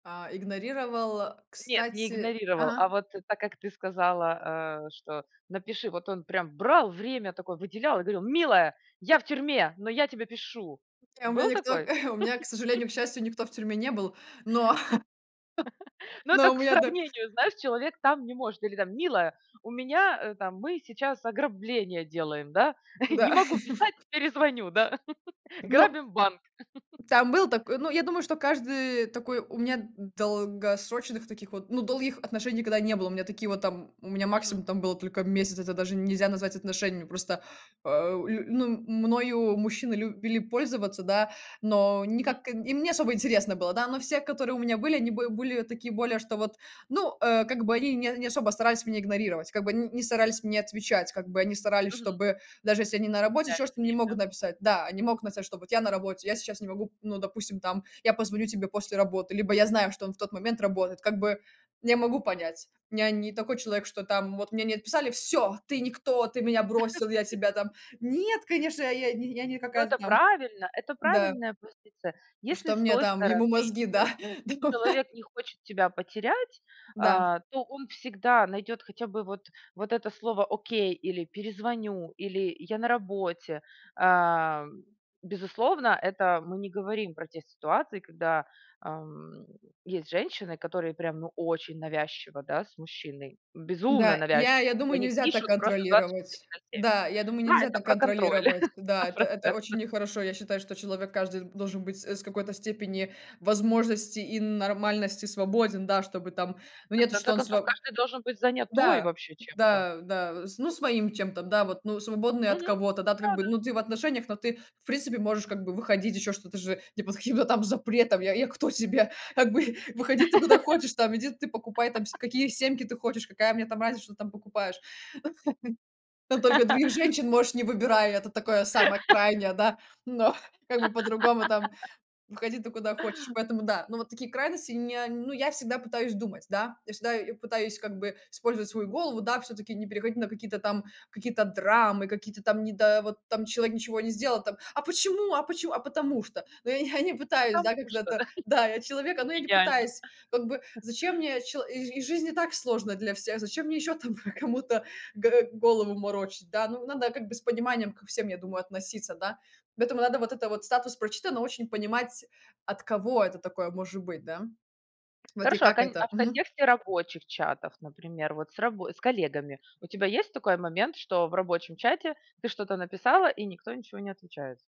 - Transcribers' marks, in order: chuckle; laugh; chuckle; other background noise; laugh; tapping; chuckle; laugh; laugh; laughing while speaking: "да, да"; chuckle; laugh; laughing while speaking: "сто процентов"; laughing while speaking: "каким-то там запретом"; chuckle; laugh; laugh; laugh; chuckle; laugh; chuckle; laugh; chuckle; laughing while speaking: "про"
- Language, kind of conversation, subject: Russian, podcast, Как вы относитесь к статусу «прочитано»?